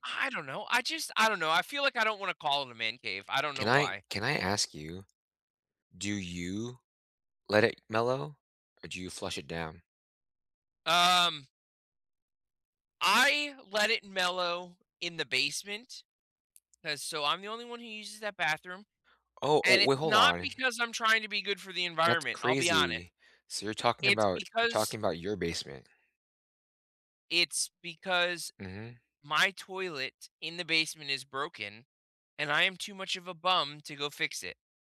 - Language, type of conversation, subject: English, unstructured, What small change can everyone make to help the environment?
- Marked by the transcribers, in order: other background noise